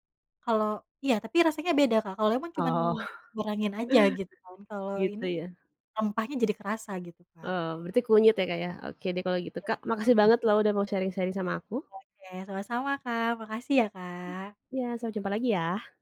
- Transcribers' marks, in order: other background noise; other street noise; in English: "sharing-sharing"
- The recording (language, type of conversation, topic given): Indonesian, podcast, Pernahkah kamu mengimprovisasi resep karena kekurangan bahan?